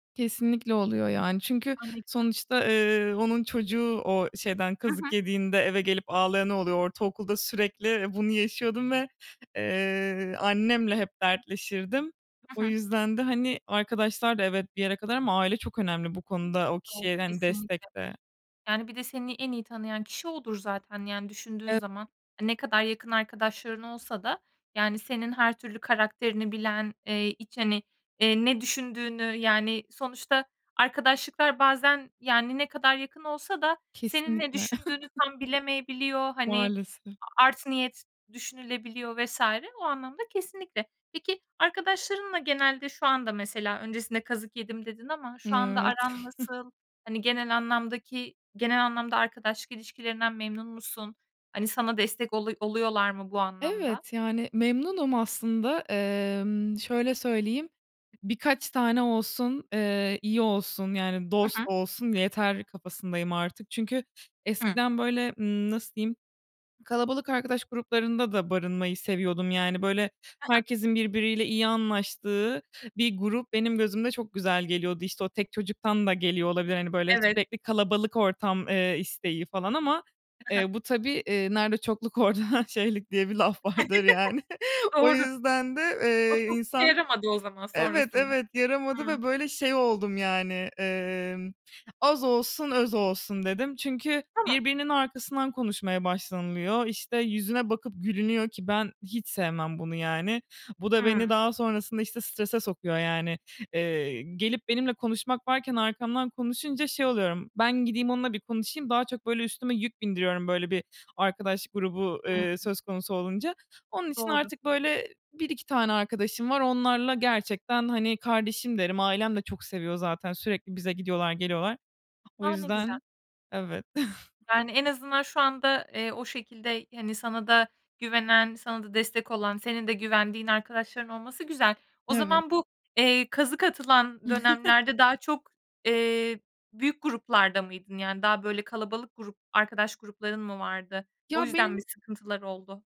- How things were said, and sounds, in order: other background noise; unintelligible speech; chuckle; chuckle; laughing while speaking: "orada"; laugh; laughing while speaking: "vardır"; chuckle; chuckle; tapping; chuckle
- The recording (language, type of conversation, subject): Turkish, podcast, Sosyal destek stresle başa çıkmanda ne kadar etkili oluyor?